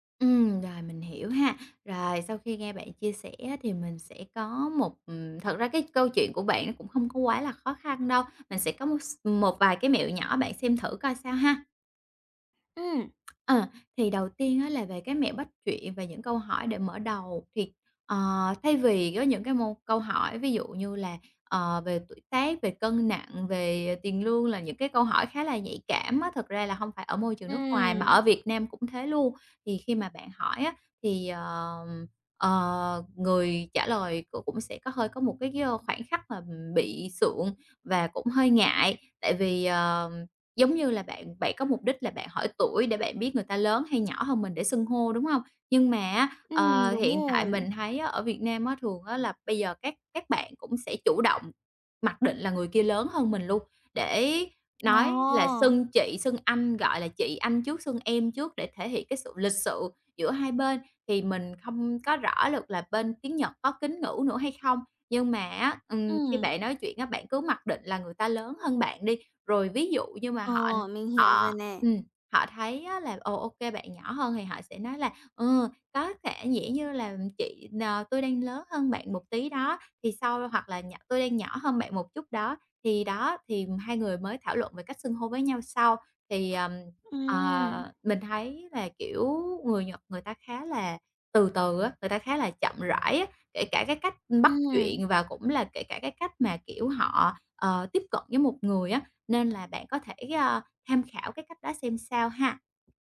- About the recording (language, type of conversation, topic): Vietnamese, advice, Làm sao để tôi dễ hòa nhập hơn khi tham gia buổi gặp mặt?
- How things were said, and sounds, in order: tapping